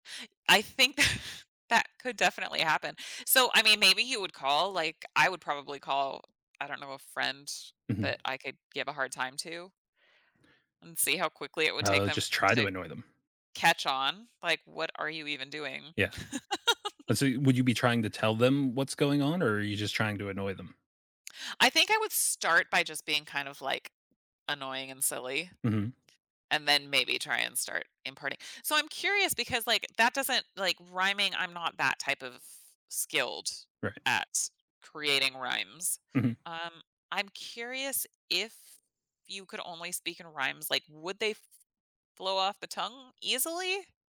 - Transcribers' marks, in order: chuckle; laugh
- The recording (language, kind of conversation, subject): English, unstructured, How would your relationships and daily life change if you had to communicate only in rhymes?